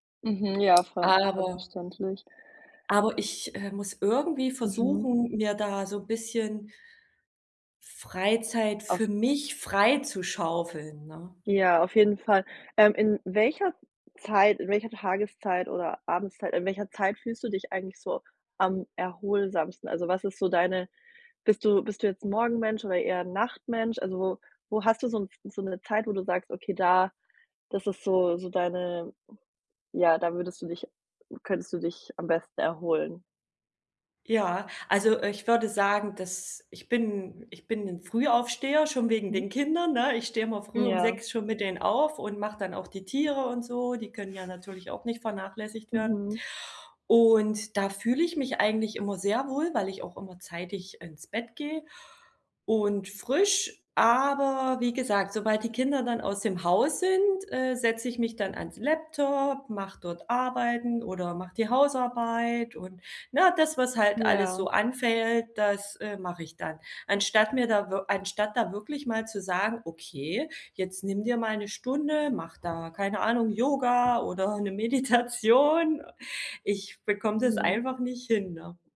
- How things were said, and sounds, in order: other background noise; joyful: "oder 'ne Meditation. Ich bekomme das einfach nicht hin, ne?"
- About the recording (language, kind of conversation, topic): German, advice, Wie finde ich ein Gleichgewicht zwischen Erholung und sozialen Verpflichtungen?